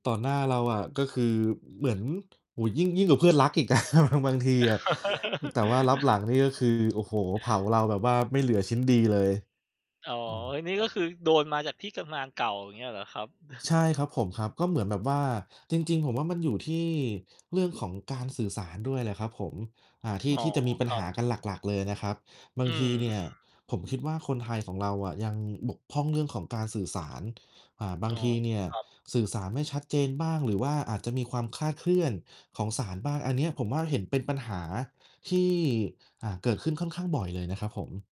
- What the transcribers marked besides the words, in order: distorted speech; tapping; laugh; laughing while speaking: "นะ"; other background noise; unintelligible speech; chuckle
- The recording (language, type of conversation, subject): Thai, unstructured, คุณจัดการกับความขัดแย้งในที่ทำงานอย่างไร?